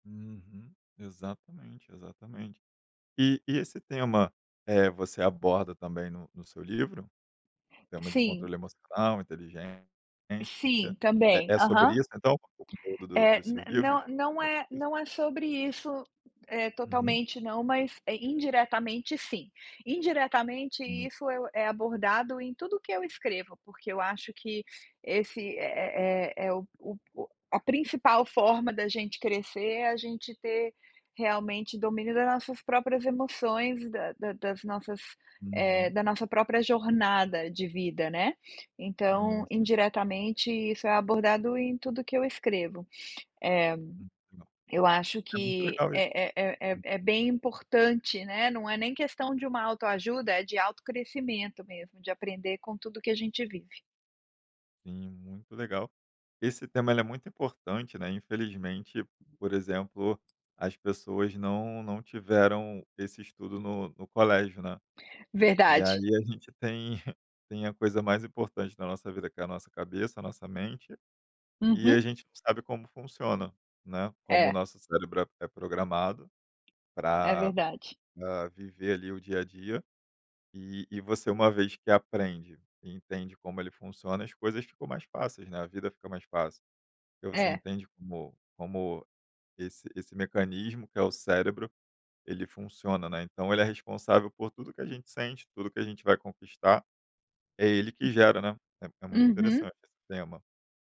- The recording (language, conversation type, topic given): Portuguese, podcast, O que te conforta quando você se sente insuficiente?
- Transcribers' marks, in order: other background noise; tapping; chuckle